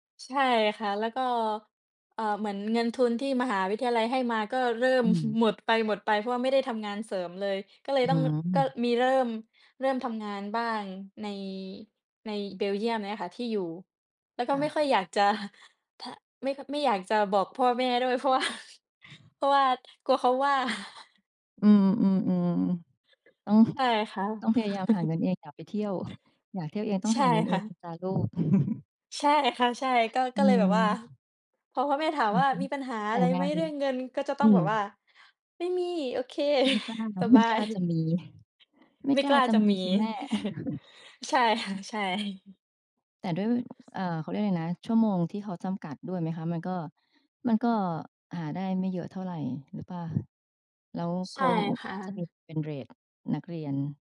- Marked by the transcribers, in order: chuckle; laughing while speaking: "จะ"; chuckle; laughing while speaking: "ว่า"; chuckle; other background noise; chuckle; chuckle; unintelligible speech; chuckle; chuckle; other noise; laughing while speaking: "ค่ะ"; chuckle
- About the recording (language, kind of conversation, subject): Thai, unstructured, เวลารู้สึกเครียด คุณมักทำอะไรเพื่อผ่อนคลาย?